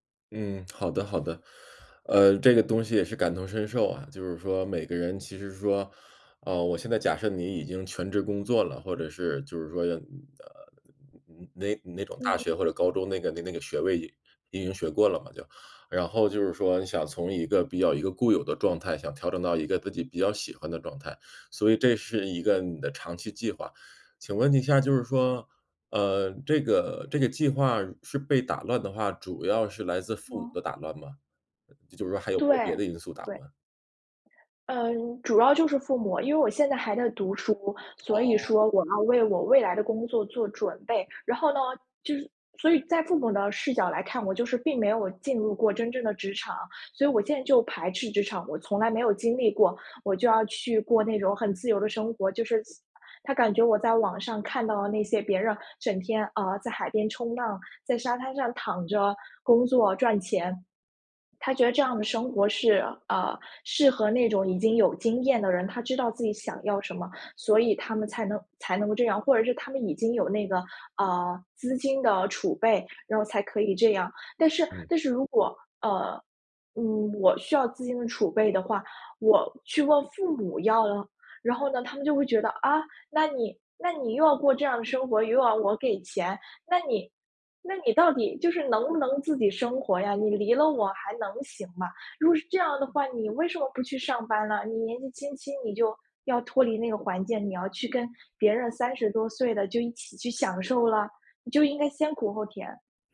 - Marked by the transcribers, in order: none
- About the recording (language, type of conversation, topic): Chinese, advice, 长期计划被意外打乱后该如何重新调整？